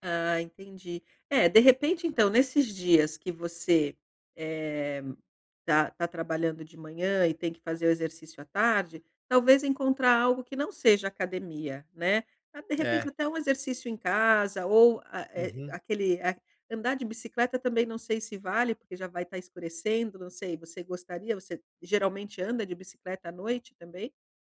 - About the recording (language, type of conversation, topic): Portuguese, advice, Como posso começar e manter uma rotina de exercícios sem ansiedade?
- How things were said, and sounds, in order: none